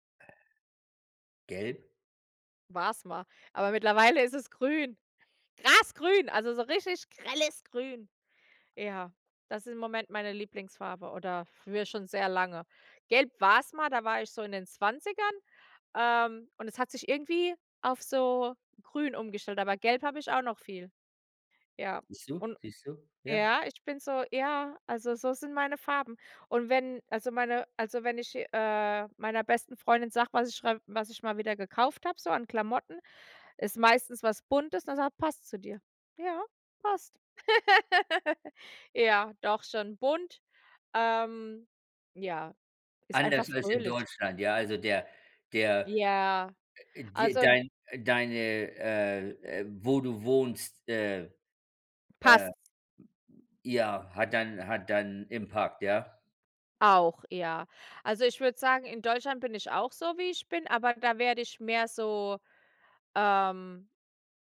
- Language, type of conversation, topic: German, unstructured, Wie würdest du deinen Stil beschreiben?
- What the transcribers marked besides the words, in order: put-on voice: "grelles"; laugh; in English: "impact"